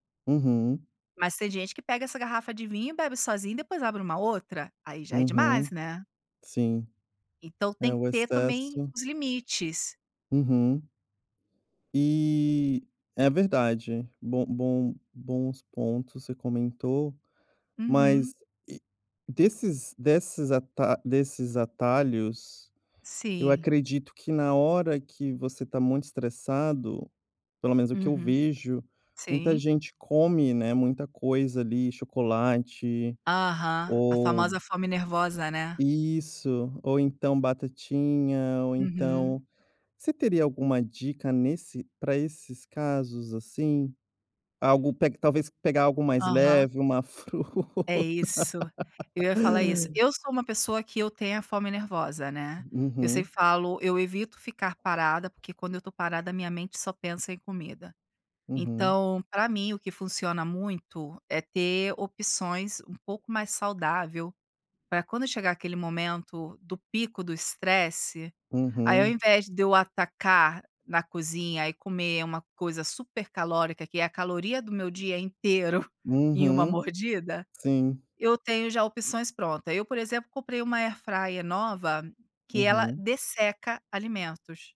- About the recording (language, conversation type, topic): Portuguese, podcast, O que você faz para diminuir o estresse rapidamente?
- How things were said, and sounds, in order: laughing while speaking: "fruta?"